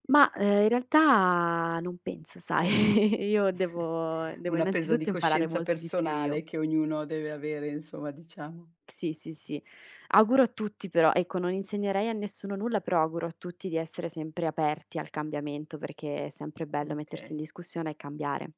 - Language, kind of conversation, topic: Italian, podcast, Qual è una paura che hai superato e come ci sei riuscito?
- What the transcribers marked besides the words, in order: drawn out: "realtà"; chuckle; "Sì" said as "ksi"; other background noise